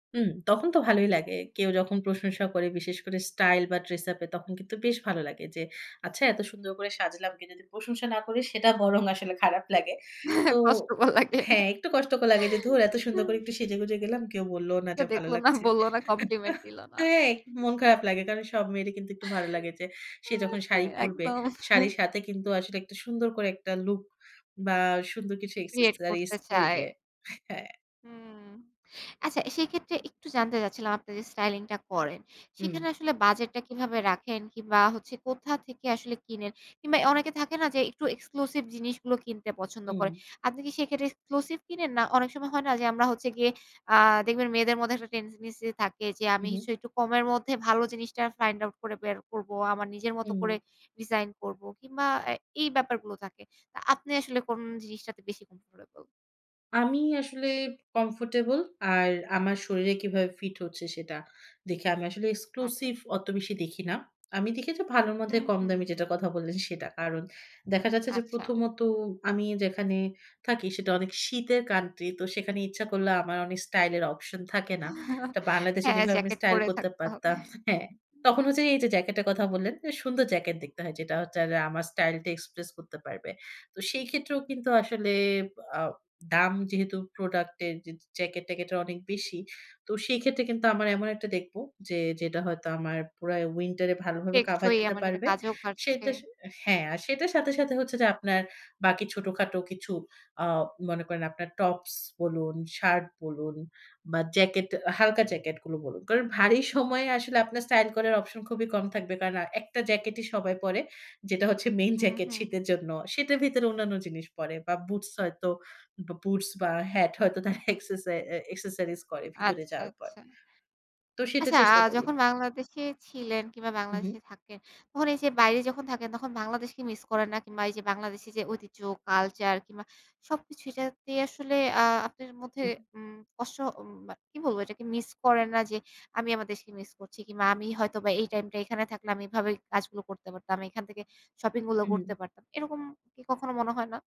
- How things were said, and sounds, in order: laughing while speaking: "বরং আসলে"; chuckle; laughing while speaking: "কষ্টকর লাগে"; laughing while speaking: "কেউ দেখল না, বলল না, কমপ্লিমেন্ট দিল না"; chuckle; laughing while speaking: "হ্যাঁ একদম"; tapping; laughing while speaking: "হ্যাঁ"; tsk; laughing while speaking: "এক্সেসে"
- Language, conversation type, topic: Bengali, podcast, আপনি যে পোশাক পরলে সবচেয়ে আত্মবিশ্বাসী বোধ করেন, সেটার অনুপ্রেরণা আপনি কার কাছ থেকে পেয়েছেন?